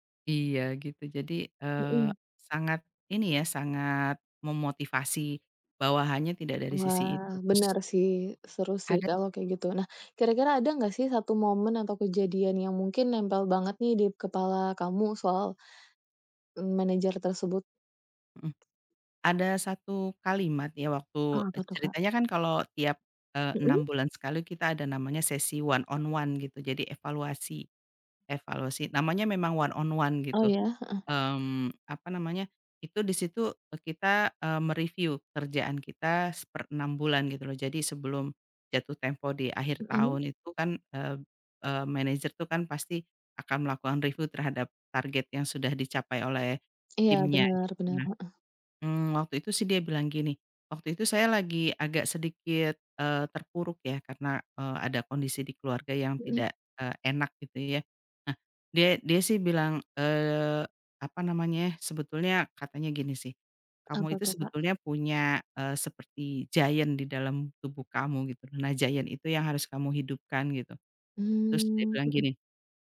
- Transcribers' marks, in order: tapping; in English: "one on one"; in English: "one on one"; other background noise; in English: "giant"; in English: "giant"
- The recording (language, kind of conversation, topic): Indonesian, podcast, Cerita tentang bos atau manajer mana yang paling berkesan bagi Anda?